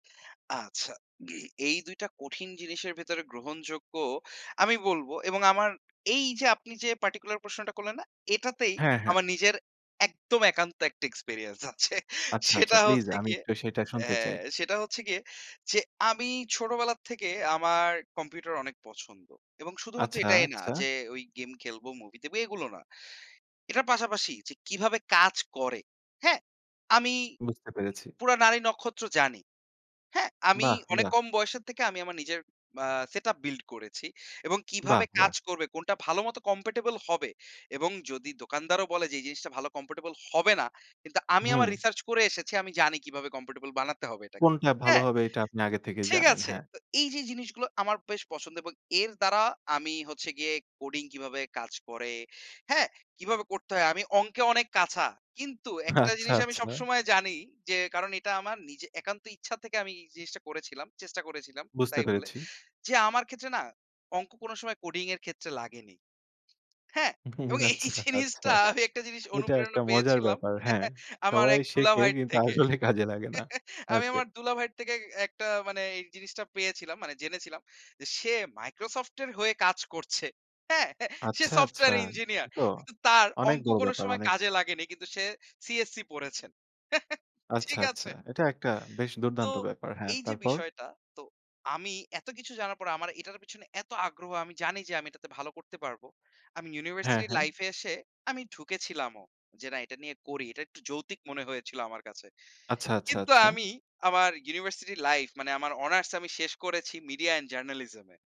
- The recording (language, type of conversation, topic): Bengali, podcast, মন নাকি যুক্তি—কোনটা মেনে চলেন বেশি?
- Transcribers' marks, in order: throat clearing; stressed: "এই যে"; stressed: "একদম"; laugh; laughing while speaking: "আছে। সেটা হচ্ছে গিয়ে"; in English: "setup build"; in English: "কম্প্যাটেবল"; in English: "কম্প্যাটবল"; in English: "কম্প্যাটেবল"; laughing while speaking: "আচ্ছা, আচ্ছা"; chuckle; laughing while speaking: "ও! আচ্ছা, আচ্ছা! এটা একটা … লাগে না। ওকে"; laughing while speaking: "এই জিনিসটা আমি একটা জিনিস অনুপ্রেরণা পেয়েছিলাম আমার এক দুলাভাইয়ের থেকে"; chuckle; unintelligible speech; chuckle; laughing while speaking: "ঠিক আছে?"